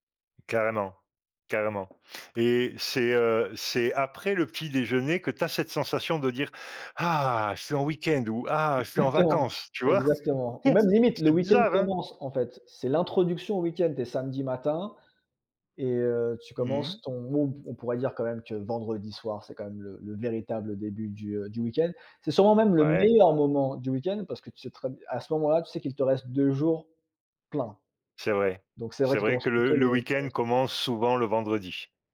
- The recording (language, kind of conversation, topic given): French, unstructured, Comment passes-tu ton temps libre le week-end ?
- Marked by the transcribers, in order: other background noise; laughing while speaking: "Exactement"; chuckle